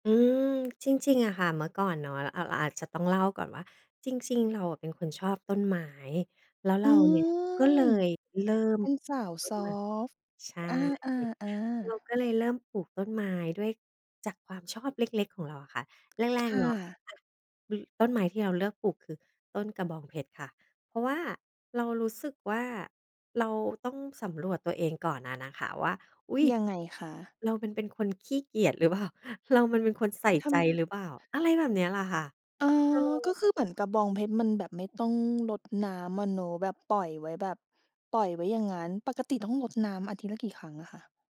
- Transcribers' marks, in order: other background noise; tapping
- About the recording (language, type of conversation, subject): Thai, podcast, งานอดิเรกที่กลับมาทำมีผลต่อความเครียดหรือความสุขยังไง?